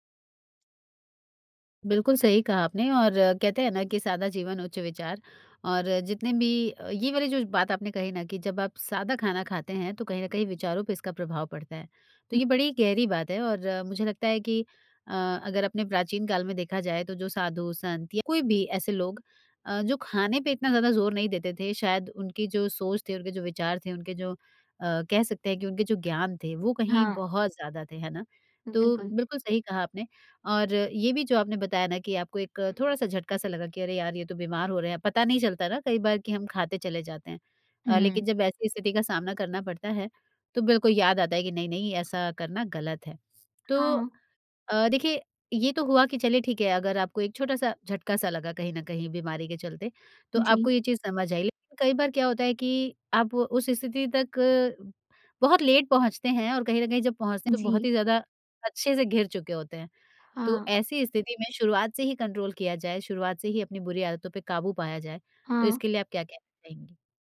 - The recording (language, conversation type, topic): Hindi, podcast, खाने की बुरी आदतों पर आपने कैसे काबू पाया?
- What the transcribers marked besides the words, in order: in English: "लेट"; in English: "कंट्रोल"